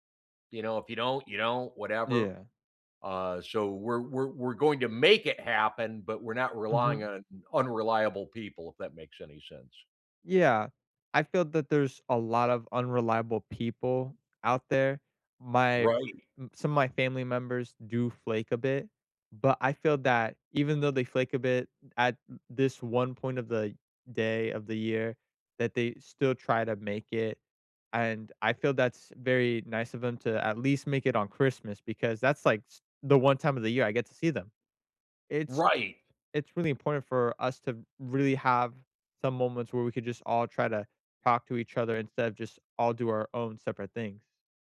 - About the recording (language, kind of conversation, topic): English, unstructured, What cultural tradition do you look forward to each year?
- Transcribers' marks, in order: stressed: "make"